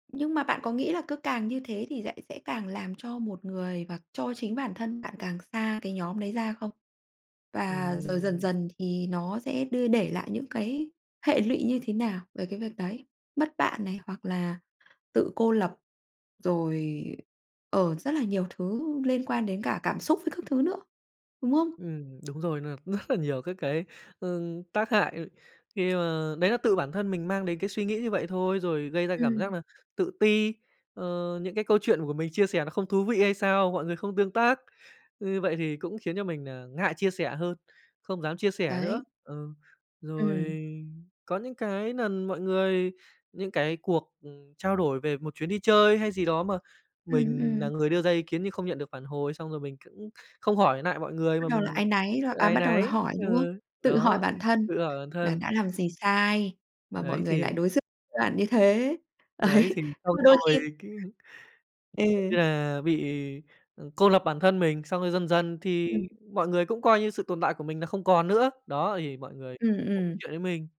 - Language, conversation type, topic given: Vietnamese, podcast, Bạn nghĩ điều gì khiến một người dễ bị gạt ra ngoài nhóm?
- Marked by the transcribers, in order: other background noise; tapping; laughing while speaking: "rất"; "lần" said as "nần"; laughing while speaking: "Đấy"